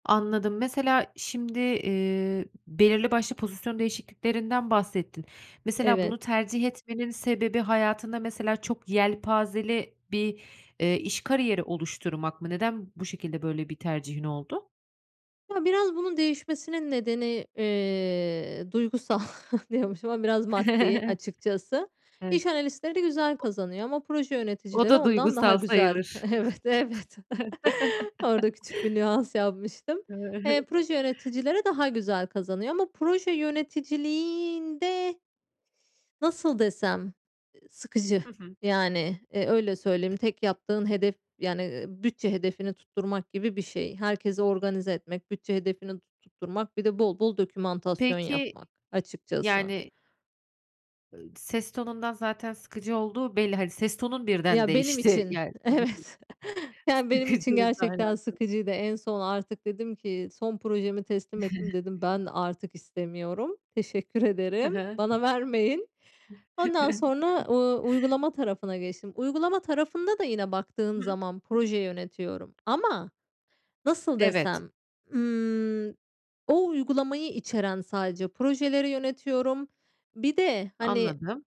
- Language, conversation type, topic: Turkish, podcast, Kariyer değiştirmeyi düşündüğünde önceliklerin neler olur?
- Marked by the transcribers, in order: other background noise; chuckle; tapping; chuckle; laughing while speaking: "Evet, evet"; chuckle; laughing while speaking: "nüans"; chuckle; laughing while speaking: "evet"; chuckle; unintelligible speech; laughing while speaking: "sıkıcı"; unintelligible speech; chuckle; chuckle